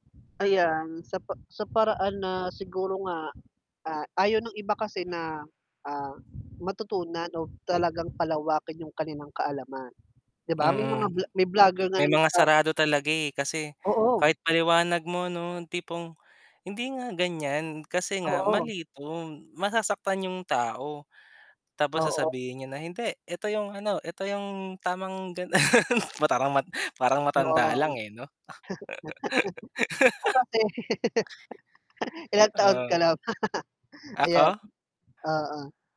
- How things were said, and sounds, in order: static; wind; tapping; laugh; "Parang" said as "Matarang"; chuckle; laugh; laughing while speaking: "ba?"
- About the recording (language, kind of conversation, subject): Filipino, unstructured, Paano mo maipapaliwanag ang diskriminasyon dahil sa paniniwala?